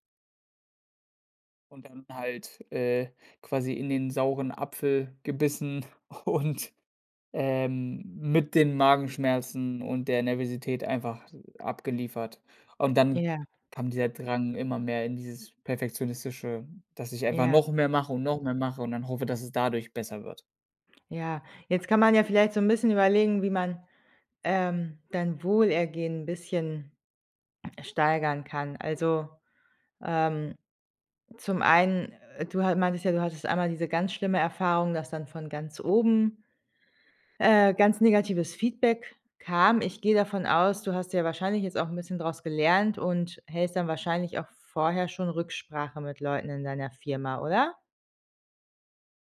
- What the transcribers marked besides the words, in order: laughing while speaking: "und"
- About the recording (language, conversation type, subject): German, advice, Wie kann ich mit Prüfungs- oder Leistungsangst vor einem wichtigen Termin umgehen?